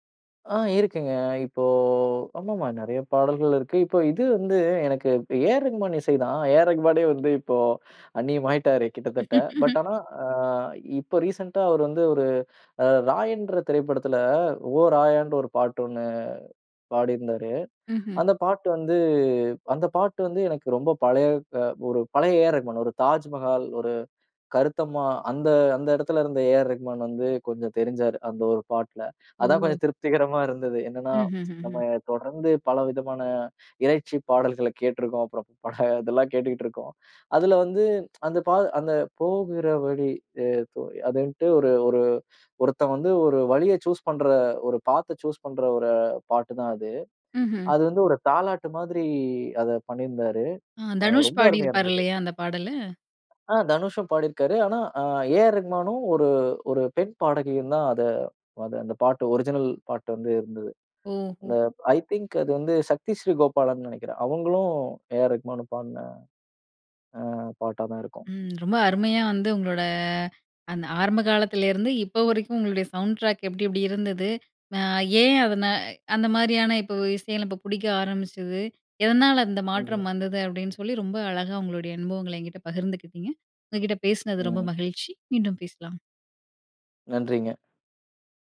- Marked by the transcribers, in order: drawn out: "இப்போ"; laughing while speaking: "ஏ ஆர் ரகுமானே வந்து இப்போ அந்நியம் ஆயிட்டாரு கிட்டத்தட்ட"; laugh; in English: "பட்"; in English: "ரீசென்ட்"; drawn out: "ஒண்ணு"; laughing while speaking: "அதான் கொஞ்சம் திருப்திகரமா இருந்தது"; tsk; laughing while speaking: "பக இதெல்லாம் கேட்டுட்டுயிருக்கோம்"; tsk; singing: "போகிற வழி"; in English: "சூஸ்"; in English: "சூஸ்"; in English: "ஒரிஜினல்"; in English: "ஐ திங்க்"; tongue click; drawn out: "உங்களோட"; in English: "சவுண்ட் டிராக்"
- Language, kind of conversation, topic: Tamil, podcast, உங்கள் வாழ்க்கைக்கான பின்னணி இசை எப்படி இருக்கும்?